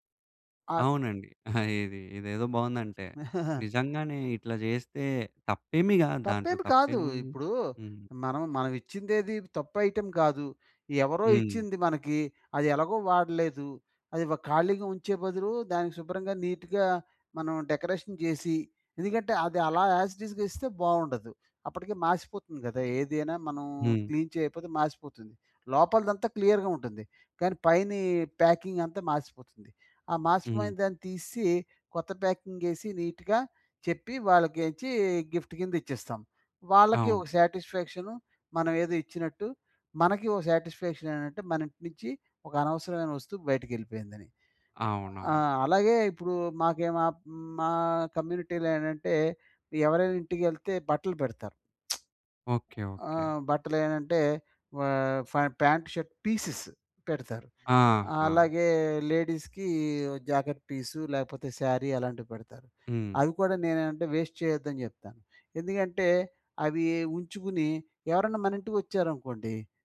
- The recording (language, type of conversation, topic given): Telugu, podcast, పరిమితమైన వస్తువులతో కూడా సంతోషంగా ఉండడానికి మీరు ఏ అలవాట్లు పాటిస్తారు?
- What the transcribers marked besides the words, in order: giggle; chuckle; other background noise; in English: "ఐటెమ్"; in English: "నీట్‌గా"; in English: "డెకరేషన్"; in English: "ఎస్‌టిస్‌గా"; in English: "క్లీన్"; in English: "క్లియర్‌గా"; in English: "ప్యాకింగ్"; in English: "ప్యాకింగ్"; in English: "నీట్‌గా"; in English: "గిఫ్ట్"; in English: "సాటిస్ఫాక్షన్"; in English: "సాటిస్ఫాక్షన్"; in English: "కమ్యూనిటీలో"; lip smack; in English: "పాంట్ షర్ట్ పీసెస్"; in English: "లేడీస్‌కి జాకెట్"; in English: "సారీ"; in English: "వేస్ట్"